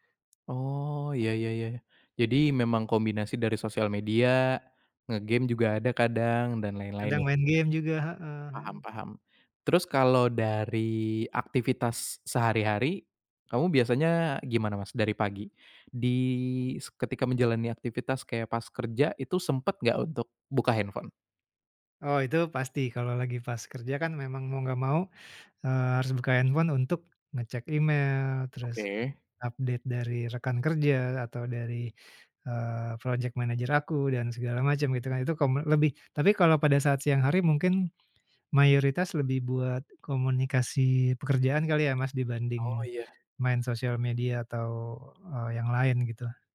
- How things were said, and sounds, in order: in English: "update"; tapping
- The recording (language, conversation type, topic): Indonesian, advice, Bagaimana kebiasaan menatap layar di malam hari membuatmu sulit menenangkan pikiran dan cepat tertidur?